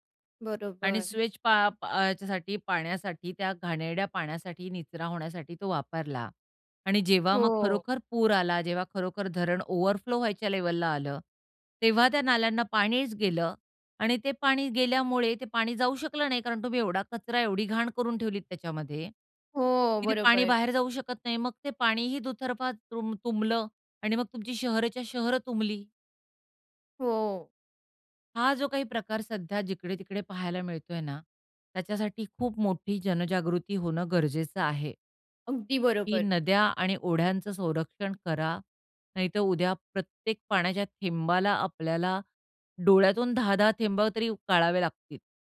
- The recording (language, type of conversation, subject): Marathi, podcast, नद्या आणि ओढ्यांचे संरक्षण करण्यासाठी लोकांनी काय करायला हवे?
- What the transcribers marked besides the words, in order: in English: "सीवेज"; in English: "ओव्हरफ्लो"